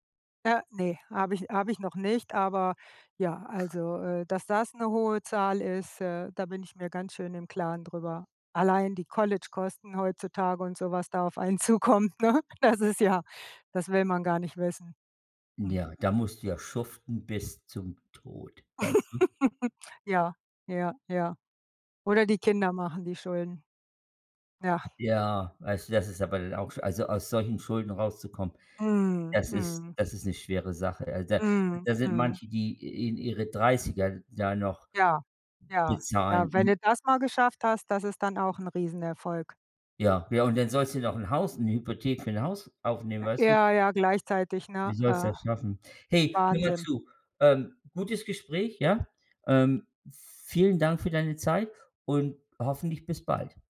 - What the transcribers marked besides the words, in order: laughing while speaking: "zukommt, ne? Das ist"; laugh; "aber" said as "abel"
- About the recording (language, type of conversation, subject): German, unstructured, Was bedeutet Erfolg für dich persönlich?